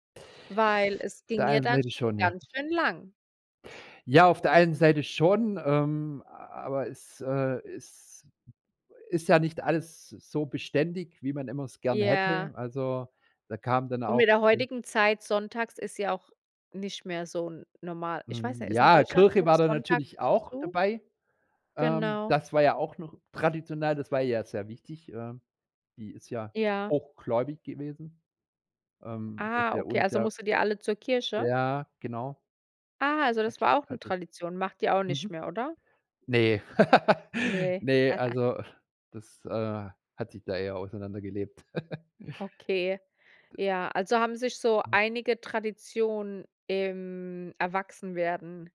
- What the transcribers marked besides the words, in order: other background noise; unintelligible speech; laugh; other noise; laugh; chuckle
- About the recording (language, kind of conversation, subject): German, podcast, Welche Tradition gibt es in deiner Familie, und wie läuft sie genau ab?